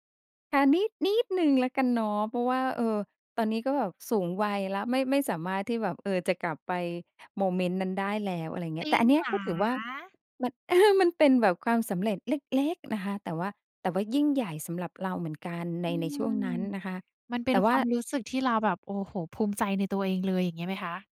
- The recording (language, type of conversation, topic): Thai, podcast, คุณช่วยเล่าเหตุการณ์ที่คุณมองว่าเป็นความสำเร็จครั้งใหญ่ที่สุดในชีวิตให้ฟังได้ไหม?
- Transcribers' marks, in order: put-on voice: "เหรอ ?"; chuckle